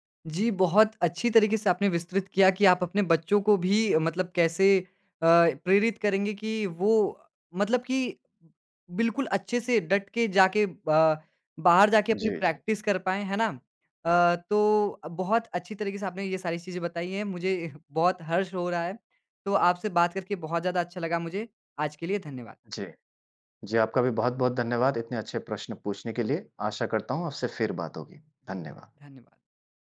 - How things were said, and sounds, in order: "विस्तृत" said as "विस्तवित"; in English: "प्रैक्टिस"
- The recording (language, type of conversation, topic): Hindi, podcast, कौन सा खिलौना तुम्हें आज भी याद आता है?